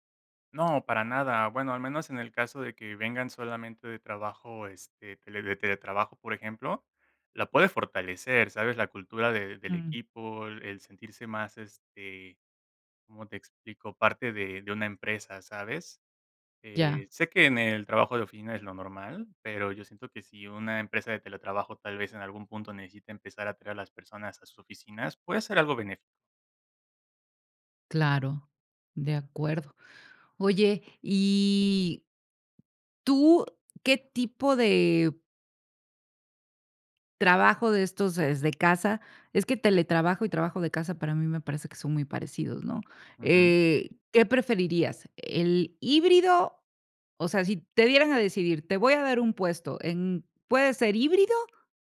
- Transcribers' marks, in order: drawn out: "y"
- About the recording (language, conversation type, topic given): Spanish, podcast, ¿Qué opinas del teletrabajo frente al trabajo en la oficina?